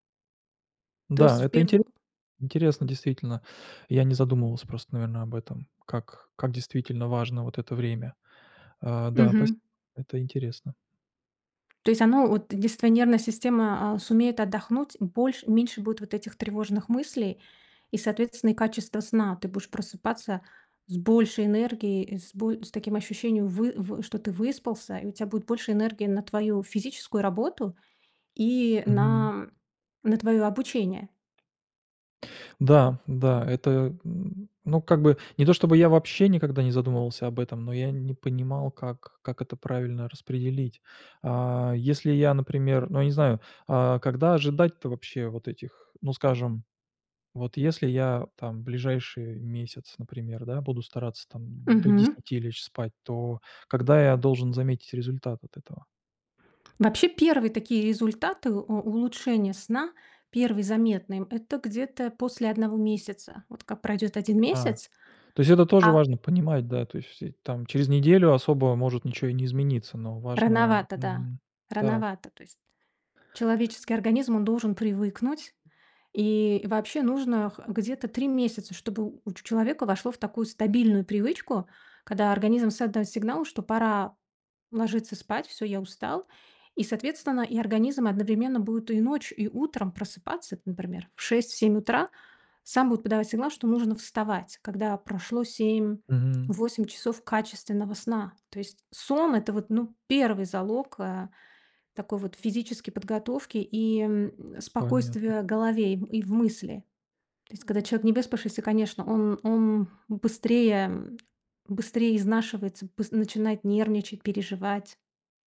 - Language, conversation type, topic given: Russian, advice, Как справиться со страхом повторного выгорания при увеличении нагрузки?
- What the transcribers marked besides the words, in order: other background noise; tapping